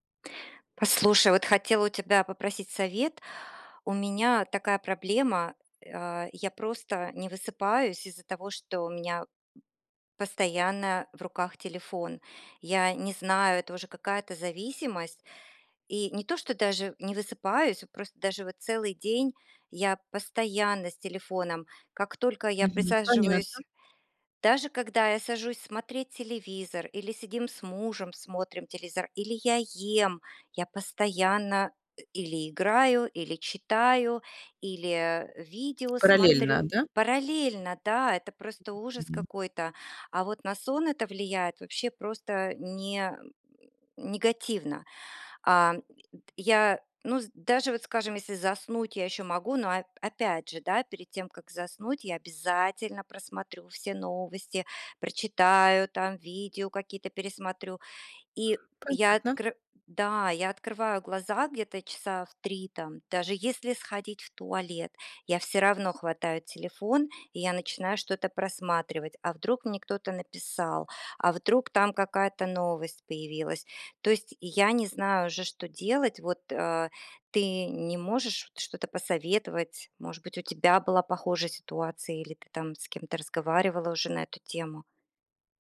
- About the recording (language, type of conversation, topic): Russian, advice, Как сократить экранное время перед сном, чтобы быстрее засыпать и лучше высыпаться?
- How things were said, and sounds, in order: tapping; "телевизор" said as "телезар"